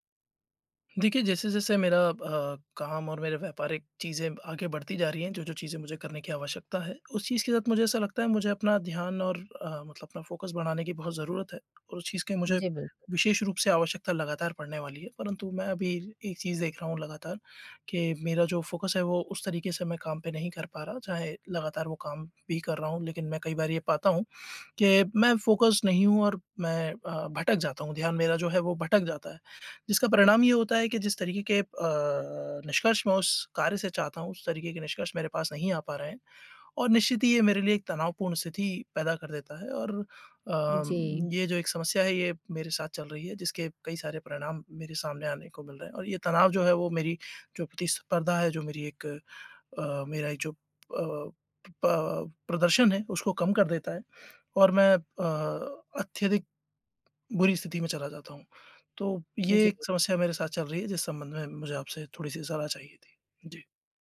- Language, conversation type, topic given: Hindi, advice, लंबे समय तक ध्यान कैसे केंद्रित रखूँ?
- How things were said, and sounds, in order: in English: "फ़ोकस"; tapping; in English: "फ़ोकस"; in English: "फ़ोकसड"